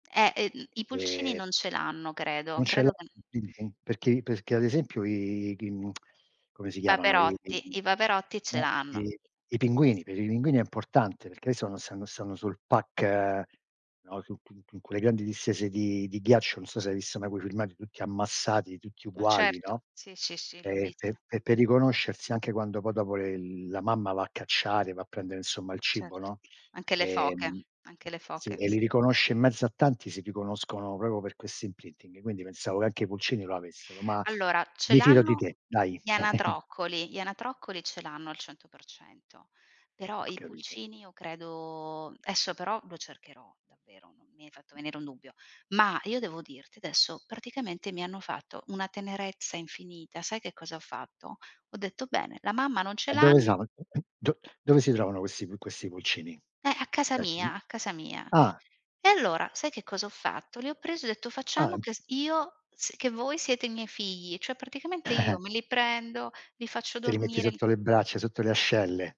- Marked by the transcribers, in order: lip smack; in English: "pack"; chuckle; tapping; throat clearing; "quindi" said as "chindi"; "cioè" said as "ceh"; giggle
- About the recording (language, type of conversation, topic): Italian, unstructured, Perché alcune persone maltrattano gli animali?